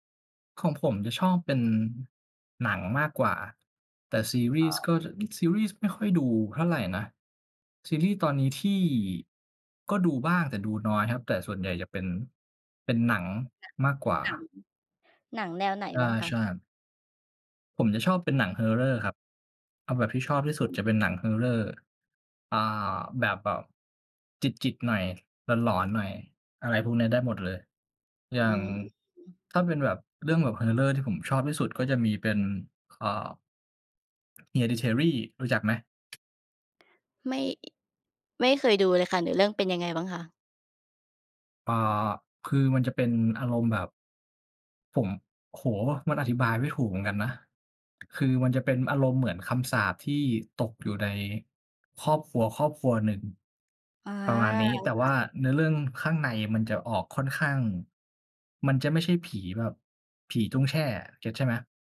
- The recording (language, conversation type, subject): Thai, unstructured, คุณชอบดูหนังหรือซีรีส์แนวไหนมากที่สุด?
- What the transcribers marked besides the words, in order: other noise; tapping; other background noise